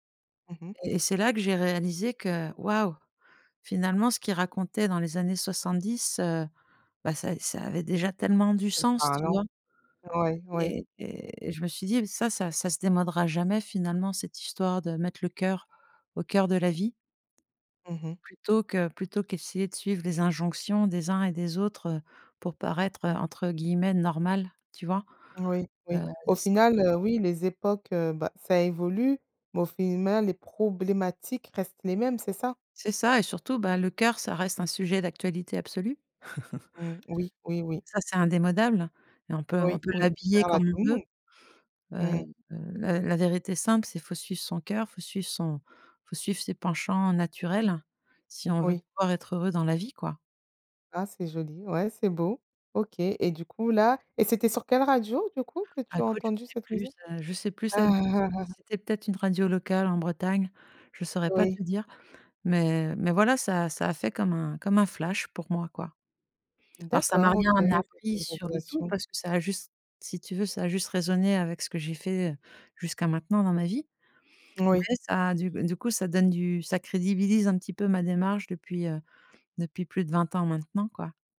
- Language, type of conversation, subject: French, podcast, Quelle chanson aimerais-tu faire écouter à quelqu’un pour lui raconter ta vie ?
- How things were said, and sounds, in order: stressed: "waouh"; laugh; laughing while speaking: "Ah ah ah"